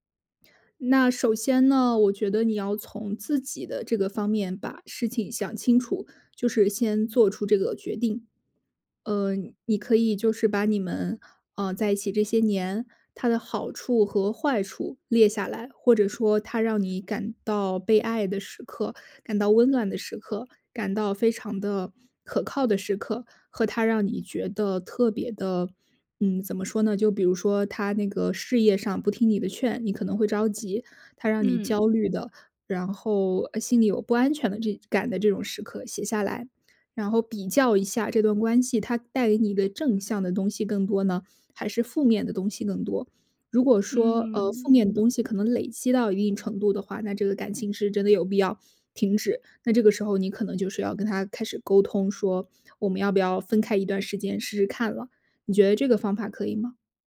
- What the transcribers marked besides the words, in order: other background noise
- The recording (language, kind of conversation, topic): Chinese, advice, 考虑是否该提出分手或继续努力